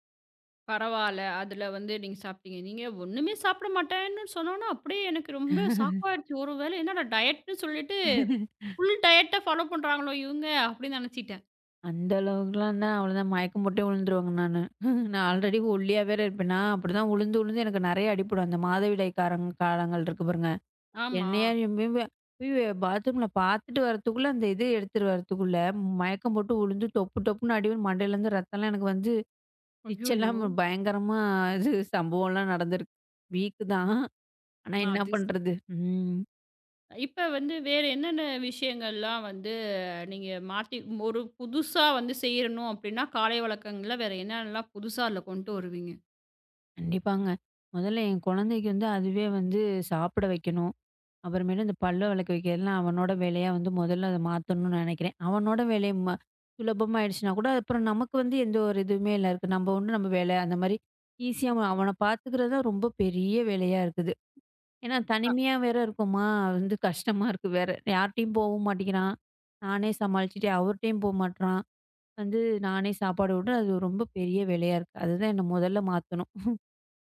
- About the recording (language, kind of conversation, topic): Tamil, podcast, உங்களுக்கு மிகவும் பயனுள்ளதாக இருக்கும் காலை வழக்கத்தை விவரிக்க முடியுமா?
- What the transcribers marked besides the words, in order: laugh; in English: "ஷாக்"; in English: "டயட்ன்னு"; laugh; in English: "ஃபுல் டயட்ட ஃபாலோ"; chuckle; in English: "ஆல்ரெடி"; unintelligible speech; in English: "பாத்ரூம்ல"; unintelligible speech; in English: "வீக்"; unintelligible speech; drawn out: "ம்"; in English: "ஈசியா"; other noise; chuckle